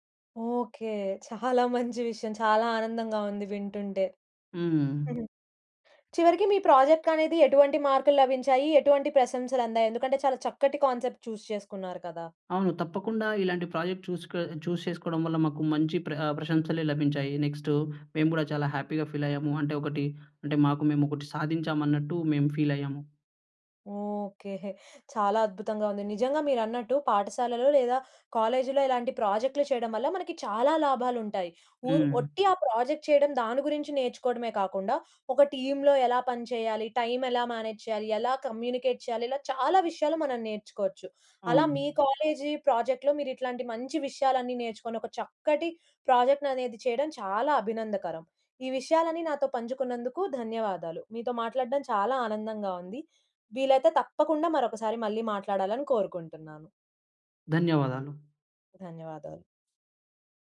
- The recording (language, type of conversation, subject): Telugu, podcast, పాఠశాల లేదా కాలేజీలో మీరు బృందంగా చేసిన ప్రాజెక్టు అనుభవం మీకు ఎలా అనిపించింది?
- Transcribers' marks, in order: in English: "కాన్సెప్ట్ చూ‌స్"; in English: "ప్రాజెక్ట్"; in English: "చూ‌స్"; in English: "నెక్స్ట్"; in English: "హ్యాపీ‌గా"; in English: "ఫీల్"; in English: "ప్రాజెక్ట్"; in English: "టీమ్‌లో"; in English: "మేనేజ్"; in English: "కమ్యూనికేట్"; in English: "ప్రాజెక్ట్‌లో"; in English: "ప్రాజెక్ట్"